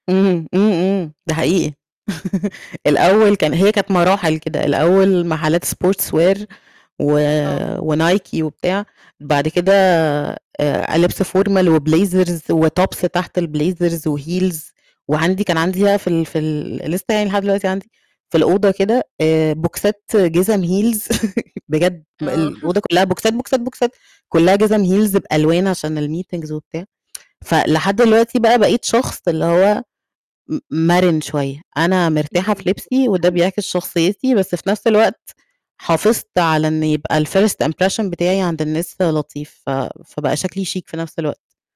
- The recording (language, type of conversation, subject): Arabic, podcast, احكيلي عن أول مرة حسّيتي إن لبسك بيعبر عنك؟
- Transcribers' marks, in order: chuckle; in English: "sports wear"; in English: "formal وblazers وtops"; in English: "الblazers وheels"; in English: "بوكسات"; in English: "heels"; chuckle; in English: "بوكسات، بوكسات، بوكسات"; chuckle; in English: "heels"; in English: "الmeetings"; tsk; tapping; in English: "الfirst impression"; in French: "chic"